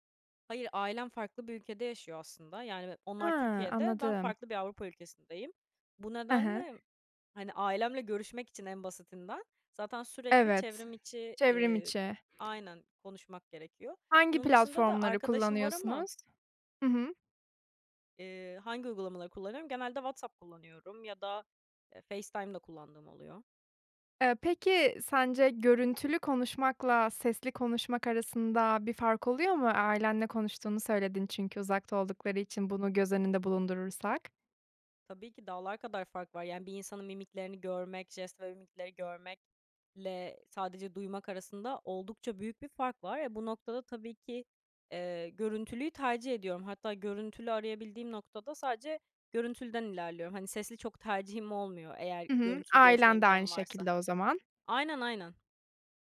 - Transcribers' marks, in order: other background noise
- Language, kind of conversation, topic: Turkish, podcast, Yüz yüze sohbetlerin çevrimiçi sohbetlere göre avantajları nelerdir?